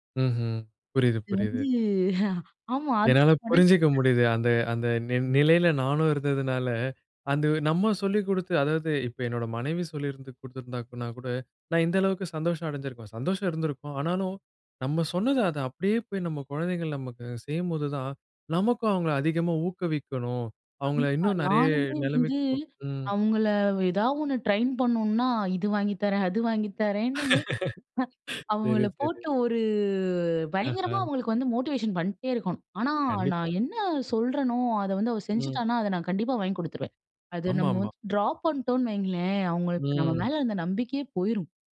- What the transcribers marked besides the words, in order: laughing while speaking: "இது வந்து, ஆமா அது"; unintelligible speech; in English: "ட்ரெயின்"; laughing while speaking: "இது வாங்கி தரேன், அது வாங்கி தரேன்னு. அவங்கள போட்டு ஒரு பயங்கரமா"; drawn out: "ஒரு"; laughing while speaking: "சேரி, சேரி"; in English: "மோட்டிவேஷன்"; in English: "ட்ராப்"
- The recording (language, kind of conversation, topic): Tamil, podcast, குடும்பமும் பள்ளியும் உங்கள் கலைப் பயணத்திற்கு எப்படி ஊக்கம் அளித்தன?